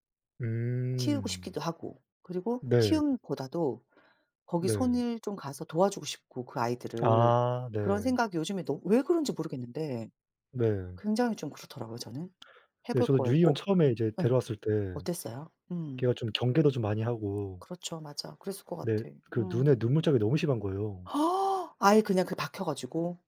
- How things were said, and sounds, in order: other background noise; gasp
- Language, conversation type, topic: Korean, unstructured, 봉사활동을 해본 적이 있으신가요? 가장 기억에 남는 경험은 무엇인가요?